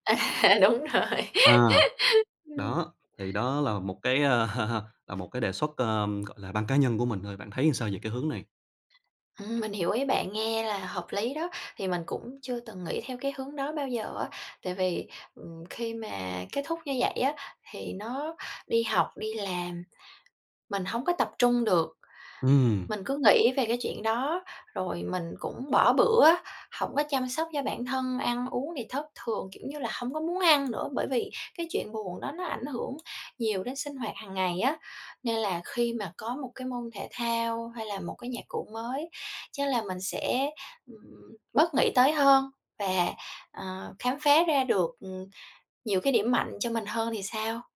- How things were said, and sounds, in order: laughing while speaking: "Ờ. Đúng rồi"; tapping; laugh; other background noise
- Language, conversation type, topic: Vietnamese, advice, Làm sao để mình vượt qua cú chia tay đột ngột và xử lý cảm xúc của mình?